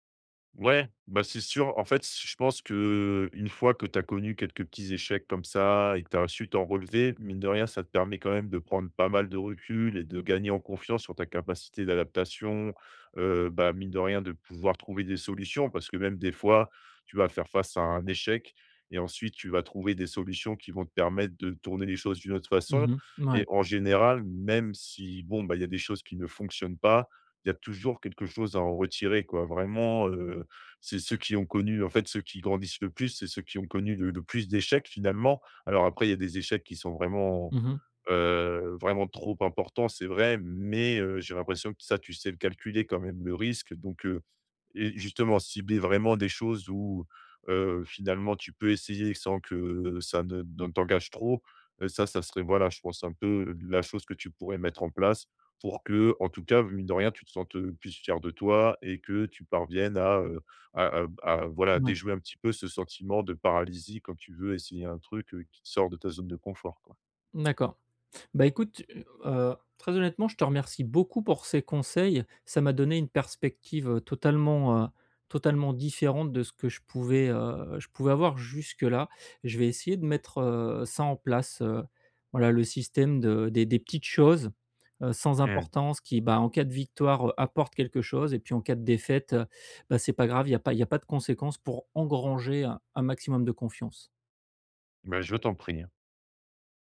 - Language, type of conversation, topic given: French, advice, Comment puis-je essayer quelque chose malgré la peur d’échouer ?
- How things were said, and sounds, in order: stressed: "mais"; tapping